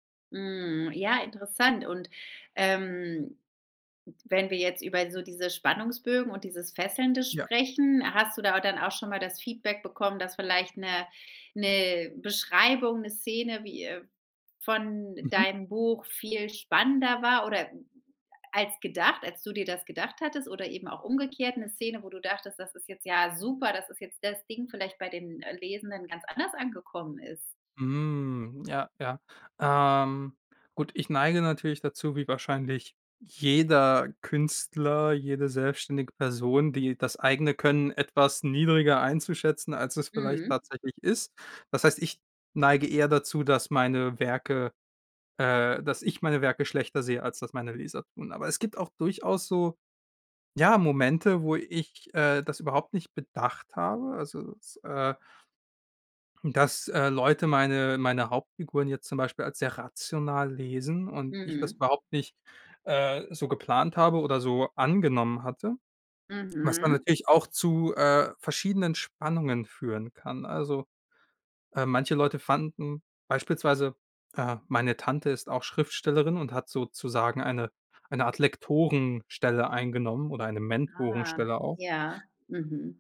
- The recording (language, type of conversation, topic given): German, podcast, Was macht eine fesselnde Geschichte aus?
- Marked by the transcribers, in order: none